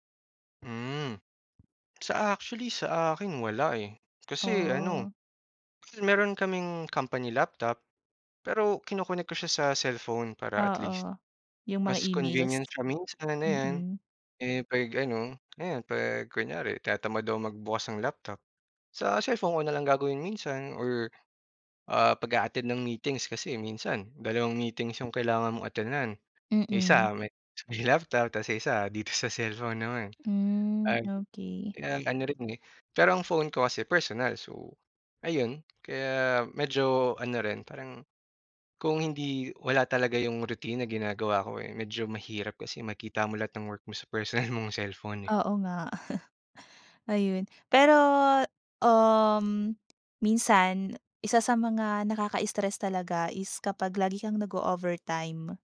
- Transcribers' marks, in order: tapping; laughing while speaking: "may"; laughing while speaking: "personal"; chuckle
- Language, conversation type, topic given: Filipino, podcast, Paano mo pinamamahalaan ang stress sa trabaho?